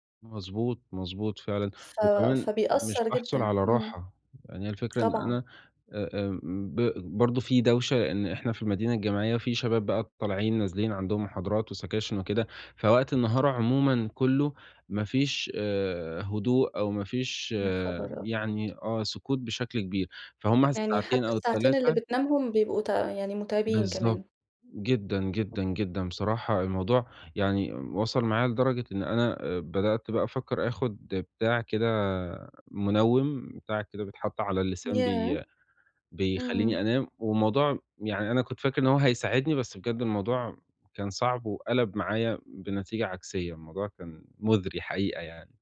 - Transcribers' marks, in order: in English: "وسَكاشِن"; unintelligible speech
- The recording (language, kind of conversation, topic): Arabic, advice, إزاي كانت محاولتك إنك تظبط مواعيد نومك وتنام بدري؟